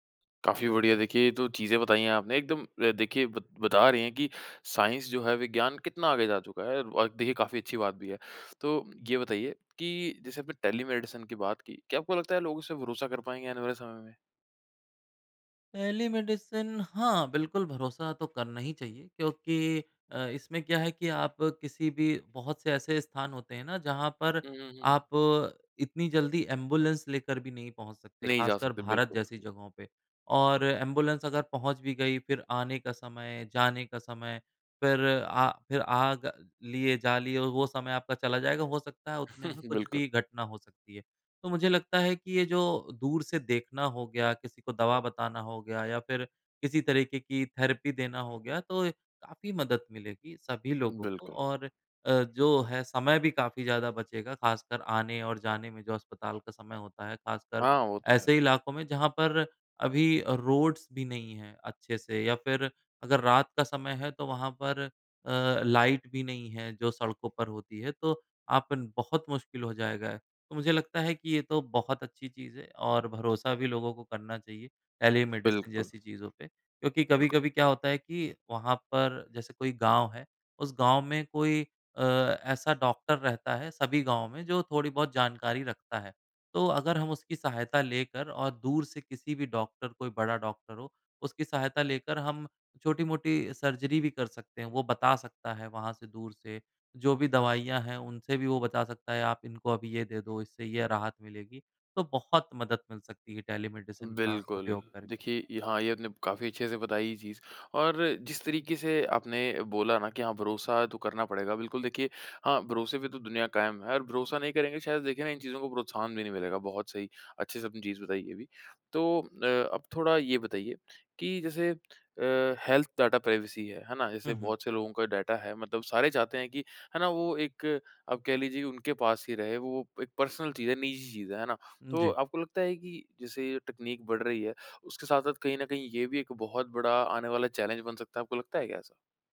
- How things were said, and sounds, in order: in English: "साइंस"; in English: "टेलीमेडि़सिन"; in English: "टेलीमेडि़सिन"; fan; chuckle; in English: "थेरेपी"; in English: "रोड्स"; in English: "टेलीमेडि़सिन"; tapping; in English: "टेलीमेडि़सिन"; other background noise; in English: "हेल्थ डेटा प्राइवेसी"; in English: "डेटा"; in English: "पर्सनल"; in English: "टेकनीक"; in English: "चैलेंज"
- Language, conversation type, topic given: Hindi, podcast, स्वास्थ्य की देखभाल में तकनीक का अगला बड़ा बदलाव क्या होगा?